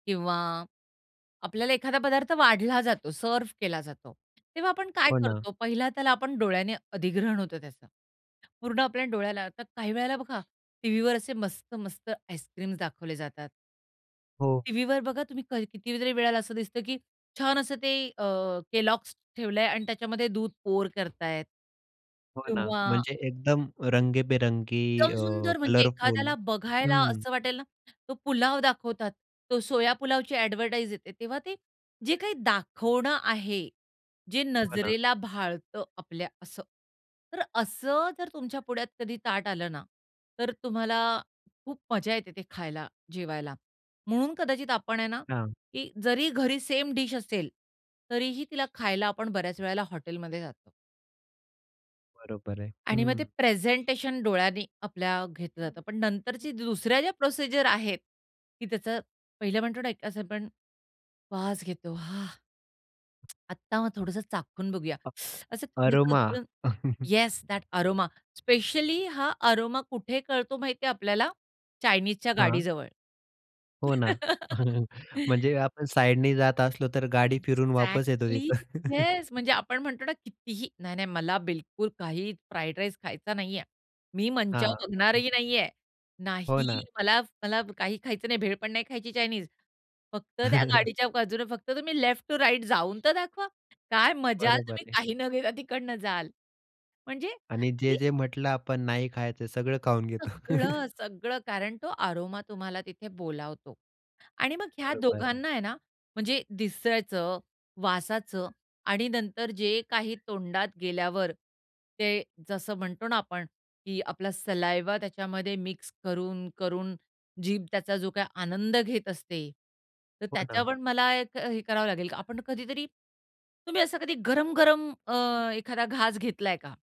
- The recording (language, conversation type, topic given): Marathi, podcast, चव वर्णन करताना तुम्ही कोणते शब्द वापरता?
- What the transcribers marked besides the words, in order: in English: "सर्व्ह"; other background noise; in English: "केलॉग्स"; in English: "पोअर"; in English: "ॲडव्हर्टाईज"; tapping; in English: "प्रोसिजर"; anticipating: "हां"; in English: "अरोमा"; teeth sucking; chuckle; in English: "येस, दॅट अरोमा, स्पेशली"; in English: "अरोमा"; chuckle; in English: "एक्झॅक्टली"; chuckle; chuckle; in English: "लेफ्ट टू राईट"; chuckle; in English: "सलाईव्हा"